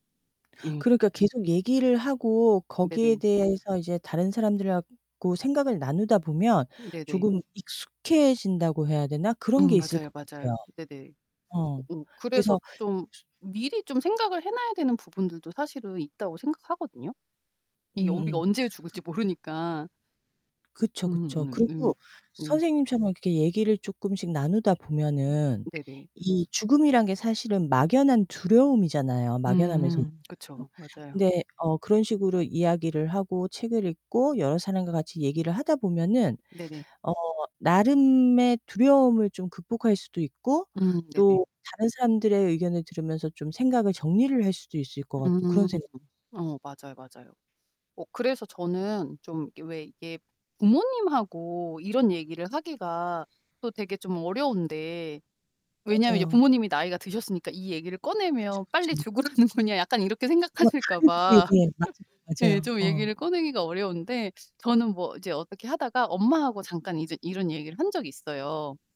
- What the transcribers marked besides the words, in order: other background noise; distorted speech; tapping; static; laughing while speaking: "죽으라는 거냐"
- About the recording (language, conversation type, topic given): Korean, unstructured, 죽음에 대해 이야기하는 것이 왜 어려울까요?